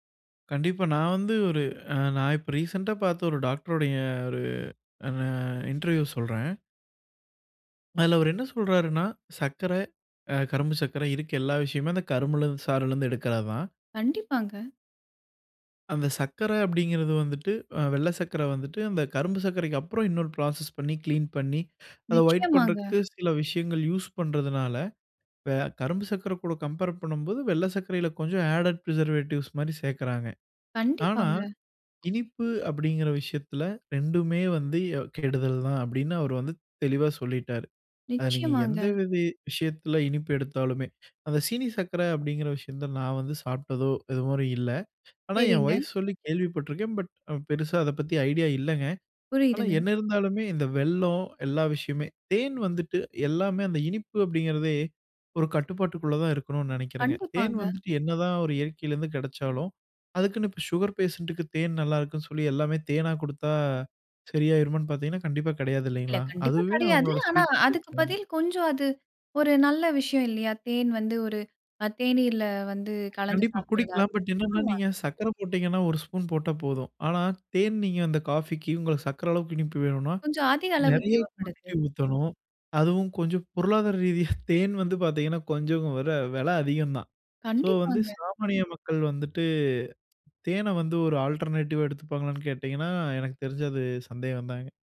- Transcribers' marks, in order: in English: "ரீசென்ட்டா"; in English: "இன்டர்வியூ"; in English: "ஃப்ராசஸ்"; in English: "க்ளீன்"; in English: "கம்பேர்"; in English: "ஆடட் பிரிசர்வேட்டிவ்ஸ்"; in English: "சுகர் பேஷன்ட்‌க்கு"; in English: "ஸ்வீட் டேஸ்ட்மாரி"; other noise; in English: "குவாண்டிட்டி"; chuckle; in English: "ஆல்ட்ர்னேட்டிவா"
- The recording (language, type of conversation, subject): Tamil, podcast, இனிப்புகளை எவ்வாறு கட்டுப்பாட்டுடன் சாப்பிடலாம்?